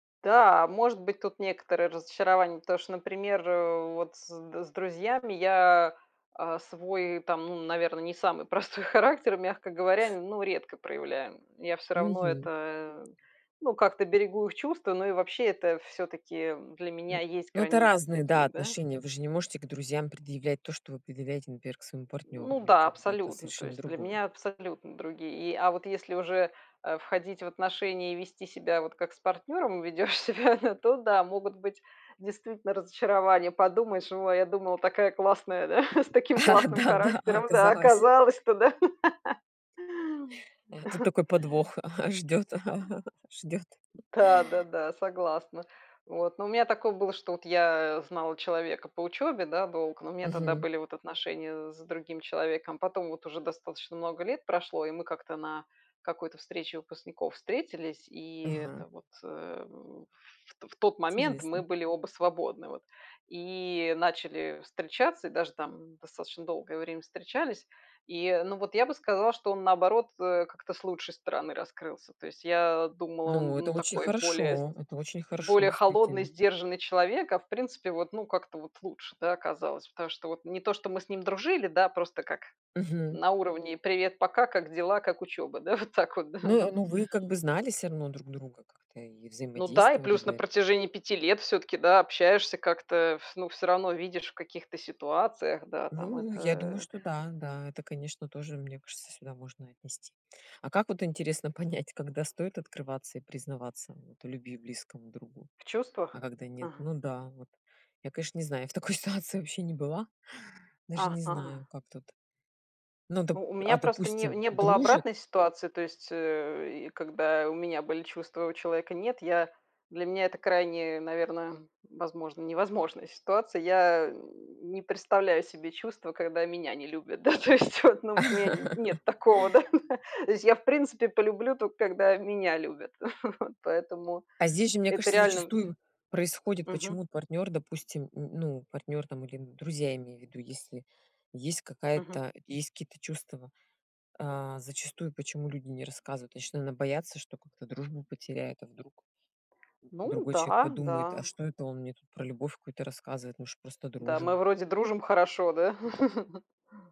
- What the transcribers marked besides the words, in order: laughing while speaking: "простой характер"; other background noise; laughing while speaking: "себя"; chuckle; laugh; laughing while speaking: "Да, да"; laugh; chuckle; laugh; tapping; laugh; bird; laughing while speaking: "вот так вот да"; chuckle; laughing while speaking: "я в такой ситуации"; grunt; laughing while speaking: "то есть, вот"; laugh; laugh; chuckle; laugh
- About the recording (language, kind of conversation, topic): Russian, unstructured, Как вы думаете, может ли дружба перерасти в любовь?